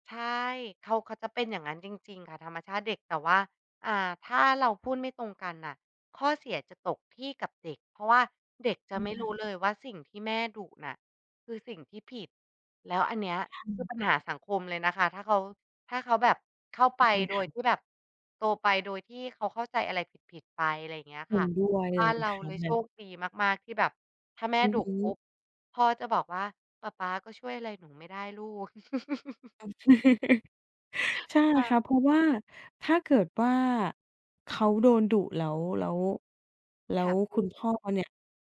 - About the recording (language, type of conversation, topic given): Thai, podcast, จะคุยกับคู่ชีวิตเรื่องการเลี้ยงลูกให้เห็นตรงกันได้อย่างไร?
- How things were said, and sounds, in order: unintelligible speech; other background noise; chuckle; laughing while speaking: "โอเค"; chuckle